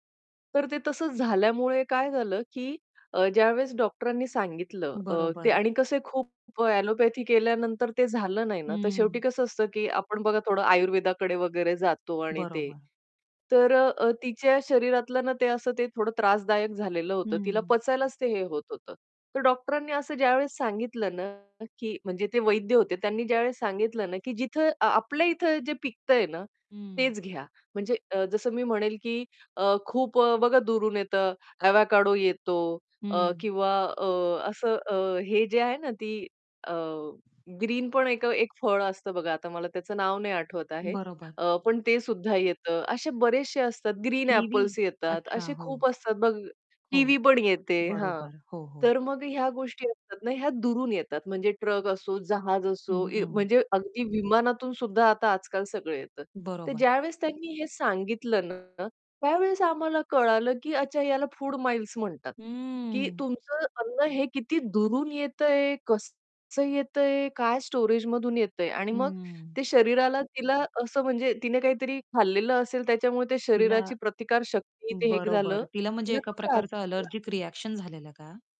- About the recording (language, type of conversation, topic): Marathi, podcast, स्थानिक आणि मौसमी अन्नामुळे पर्यावरणाला कोणते फायदे होतात?
- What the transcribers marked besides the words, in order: static; distorted speech; mechanical hum; in English: "ॲलर्जिक रिएक्शन"